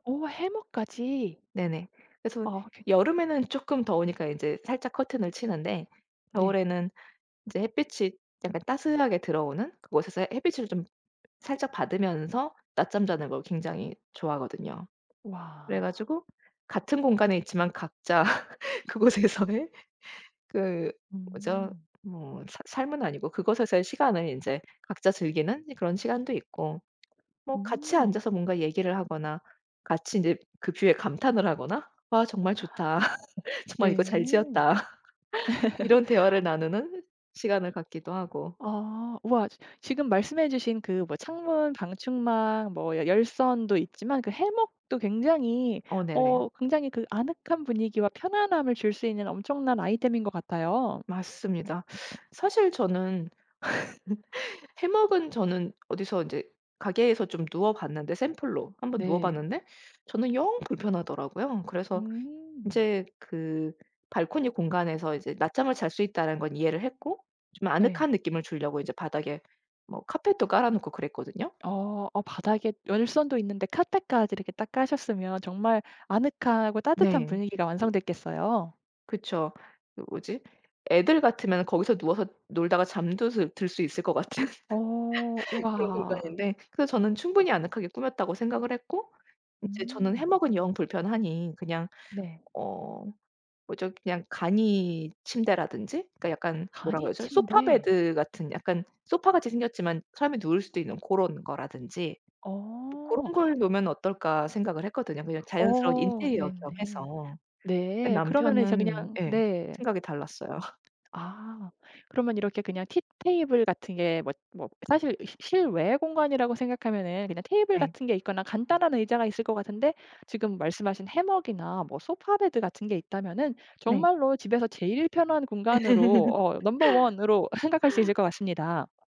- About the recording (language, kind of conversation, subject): Korean, podcast, 집에서 가장 편안한 공간은 어디인가요?
- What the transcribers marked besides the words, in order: tapping; laugh; laughing while speaking: "그곳에서의"; other background noise; laugh; laughing while speaking: "정말 이거 잘 지었다"; laugh; teeth sucking; laugh; laughing while speaking: "같은"; laugh; laugh; laugh; swallow